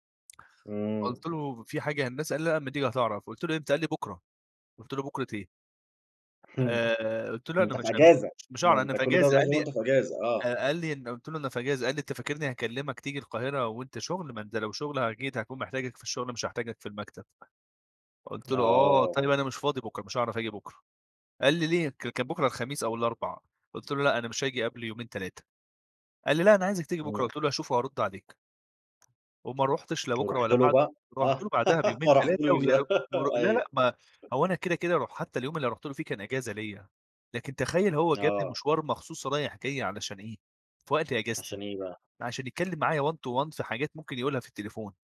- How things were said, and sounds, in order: tapping; laugh; in English: "one to one"
- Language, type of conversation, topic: Arabic, podcast, بتتابع رسائل الشغل بعد الدوام ولا بتفصل؟